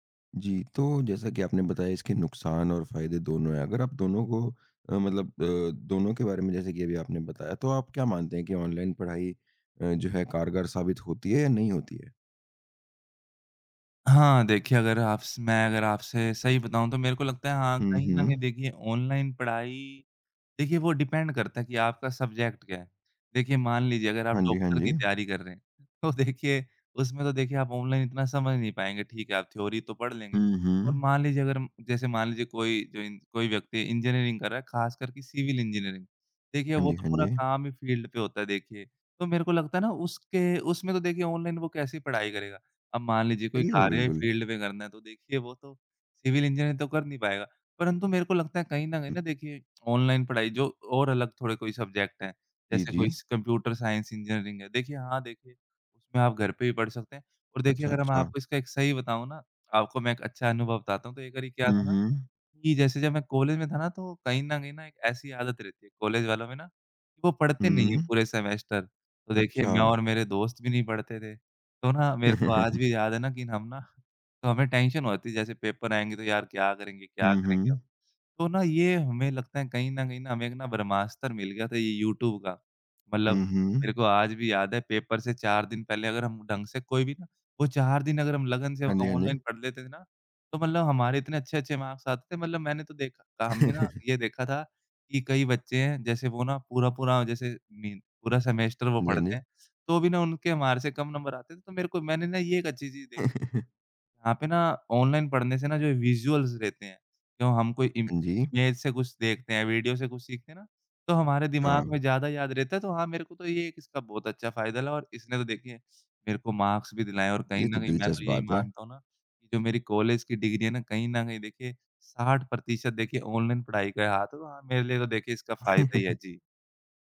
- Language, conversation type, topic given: Hindi, podcast, ऑनलाइन पढ़ाई ने आपकी सीखने की आदतें कैसे बदलीं?
- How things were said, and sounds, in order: in English: "डिपेंड"; in English: "सब्जेक्ट"; laughing while speaking: "तो देखिए"; in English: "थ्योरी"; in English: "फ़ील्ड"; in English: "फ़ील्ड"; in English: "सब्जेक्ट"; chuckle; in English: "टेंशन"; in English: "पेपर"; in English: "पेपर"; in English: "मार्क्स"; chuckle; other background noise; chuckle; in English: "विज़ुअल्स"; in English: "इम इमेज"; in English: "मार्क्स"; chuckle